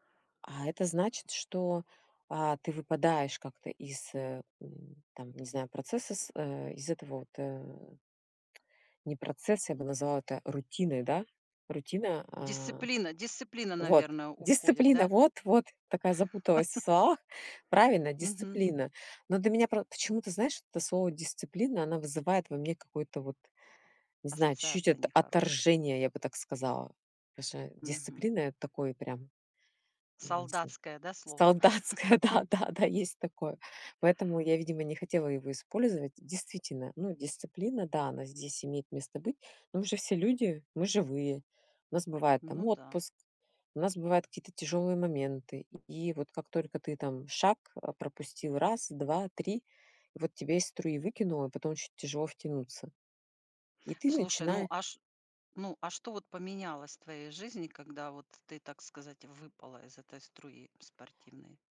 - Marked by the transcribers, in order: tapping; chuckle; "Потому что" said as "пошэ"
- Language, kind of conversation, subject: Russian, podcast, Что для тебя значит быть честным с собой по-настоящему?